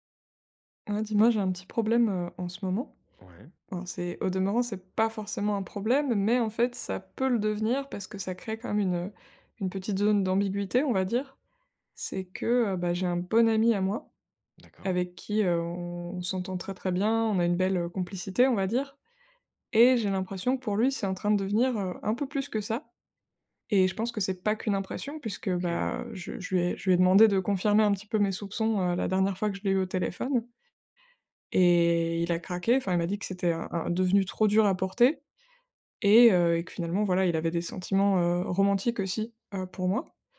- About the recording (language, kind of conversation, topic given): French, advice, Comment gérer une amitié qui devient romantique pour l’une des deux personnes ?
- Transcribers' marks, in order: stressed: "pas"; stressed: "pas"; drawn out: "et"